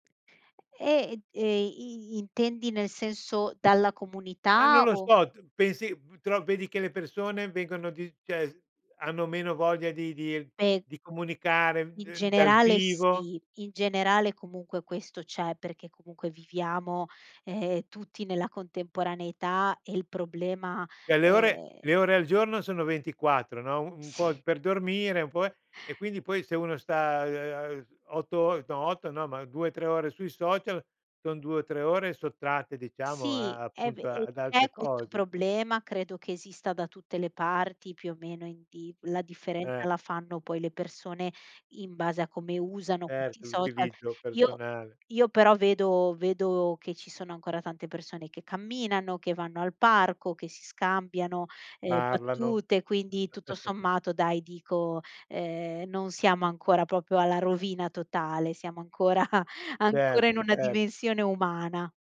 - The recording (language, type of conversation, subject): Italian, podcast, Cosa ti aiuta a sentirti parte di una comunità?
- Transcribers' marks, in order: "cioè" said as "ceh"; "Cioè" said as "ceh"; laughing while speaking: "Sì"; drawn out: "sta"; "questi" said as "queti"; chuckle; laughing while speaking: "ancora"